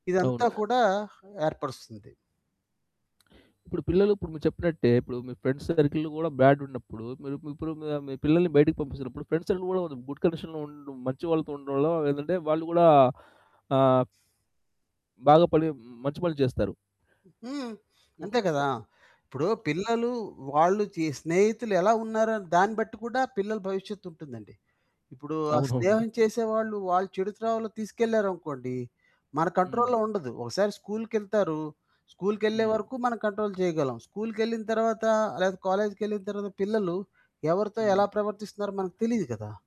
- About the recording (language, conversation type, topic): Telugu, podcast, ఇంట్లో పరిమితులు పెట్టుకోవాలంటే మీరు ఎక్కడ నుంచి మొదలుపెడతారు?
- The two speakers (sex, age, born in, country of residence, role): male, 30-34, India, India, host; male, 55-59, India, India, guest
- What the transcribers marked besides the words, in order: tapping; other background noise; mechanical hum; in English: "ఫ్రెండ్స్ సర్కిల్‌లో"; in English: "బ్యాడ్"; in English: "ఫ్రెండ్స్ సర్కిల్"; in English: "గుడ్ కండిషన్‌లో"; static; in English: "కంట్రోల్‌లో"; in English: "కంట్రోల్"